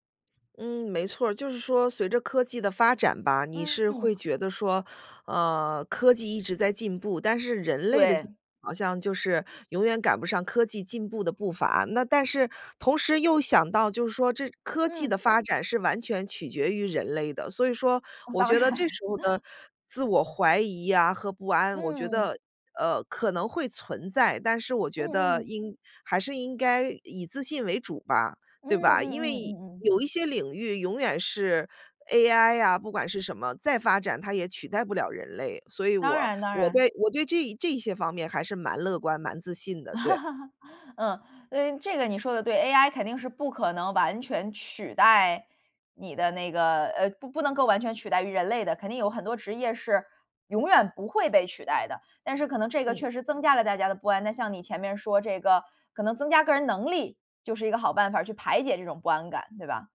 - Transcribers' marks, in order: tapping; laughing while speaking: "当然"; laugh; laugh; other background noise
- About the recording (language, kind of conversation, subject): Chinese, podcast, 你如何处理自我怀疑和不安？